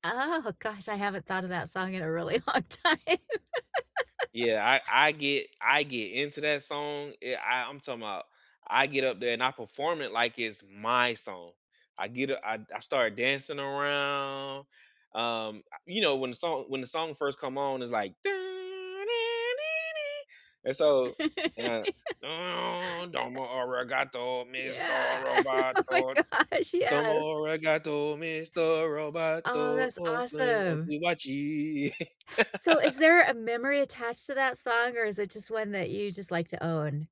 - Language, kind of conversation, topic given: English, unstructured, What is your go-to karaoke anthem, and what memory or moment made it your favorite?
- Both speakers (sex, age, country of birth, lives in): female, 60-64, United States, United States; male, 40-44, United States, United States
- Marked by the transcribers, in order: laughing while speaking: "Oh"; laughing while speaking: "long time"; laugh; drawn out: "around"; laugh; laughing while speaking: "Oh my gosh"; humming a tune; other noise; put-on voice: "domo arigato, Mr. Roboto"; in Japanese: "domo arigato"; singing: "domo arigato, Mr. Roboto"; in Japanese: "domo arigato"; laugh